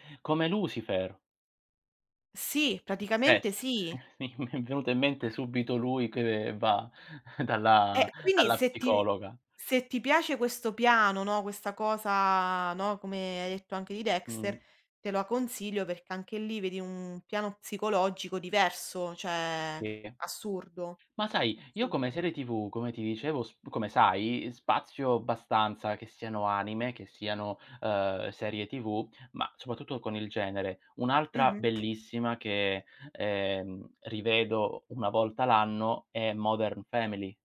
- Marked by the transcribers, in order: other background noise; unintelligible speech; laughing while speaking: "mi è"; chuckle; tapping
- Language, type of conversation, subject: Italian, unstructured, Qual è la serie TV che non ti stanchi mai di vedere?
- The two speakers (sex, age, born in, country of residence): female, 30-34, Italy, Italy; male, 30-34, Italy, Italy